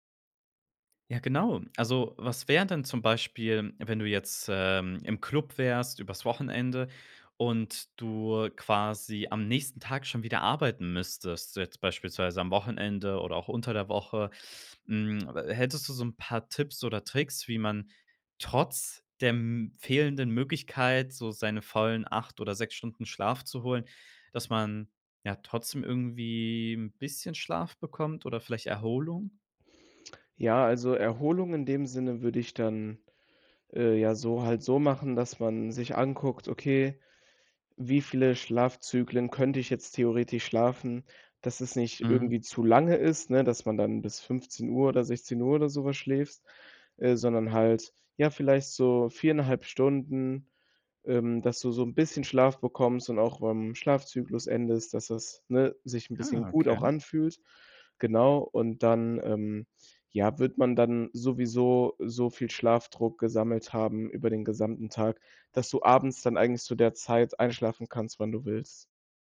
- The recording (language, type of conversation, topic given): German, podcast, Welche Rolle spielt Schlaf für dein Wohlbefinden?
- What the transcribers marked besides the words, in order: none